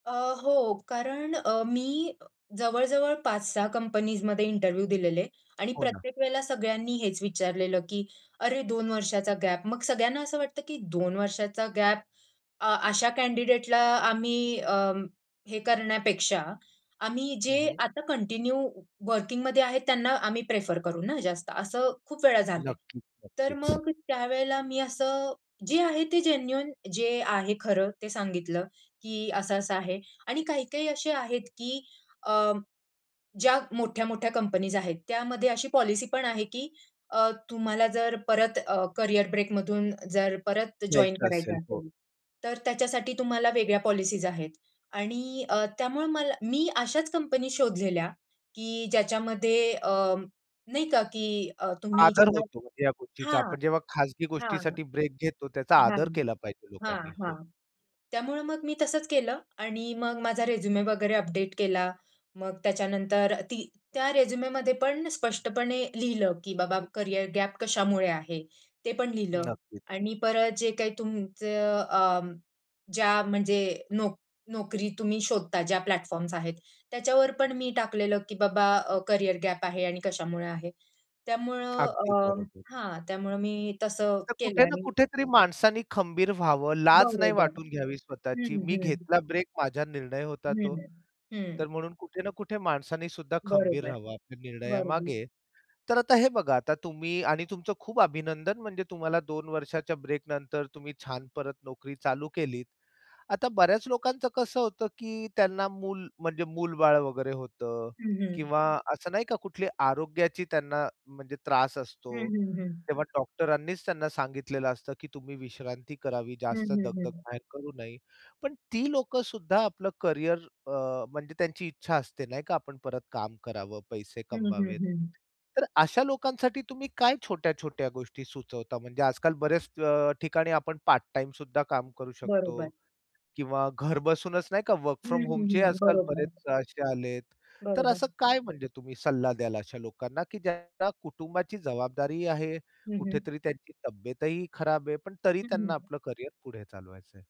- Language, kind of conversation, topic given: Marathi, podcast, करिअर ब्रेकनंतर पुन्हा कामाला सुरुवात कशी केली?
- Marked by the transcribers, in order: in English: "इंटरव्ह्यू"; in English: "कँडिडेटला"; in English: "कंटिन्यू वर्किंगमध्ये"; in English: "जेन्युइन"; other background noise; in English: "प्लॅटफॉर्म्स"; lip smack; in English: "वर्क फ्रॉम होमचे"